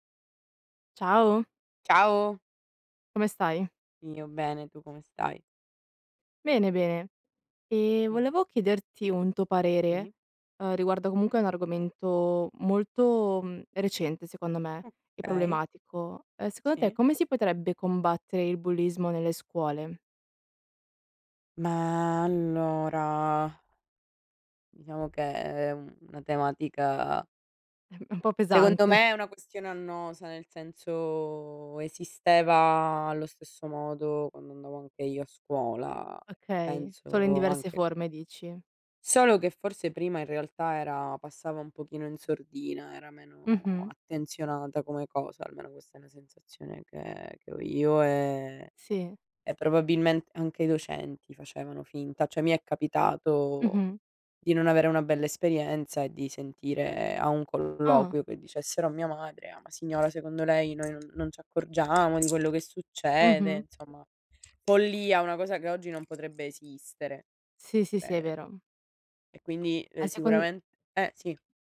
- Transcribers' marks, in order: unintelligible speech; "Sì" said as "ì"; tapping; other background noise
- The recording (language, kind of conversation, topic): Italian, unstructured, Come si può combattere il bullismo nelle scuole?